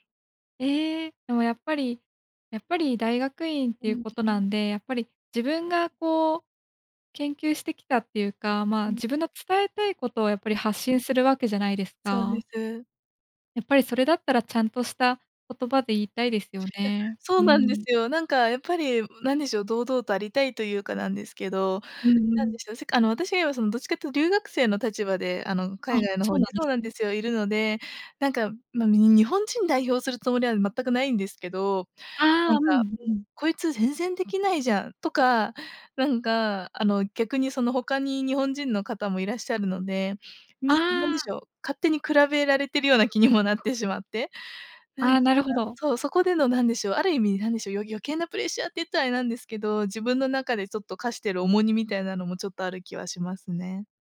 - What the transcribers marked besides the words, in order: other noise
- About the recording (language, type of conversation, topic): Japanese, advice, 人前で話すと強い緊張で頭が真っ白になるのはなぜですか？